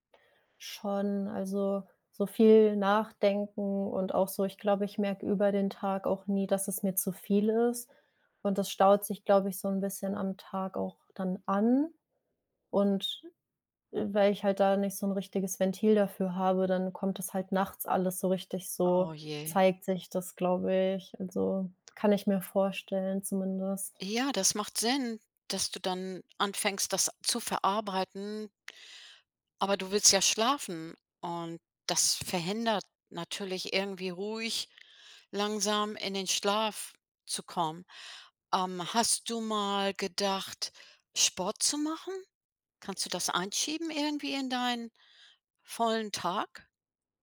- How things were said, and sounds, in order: none
- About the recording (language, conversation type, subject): German, advice, Warum kann ich nach einem stressigen Tag nur schwer einschlafen?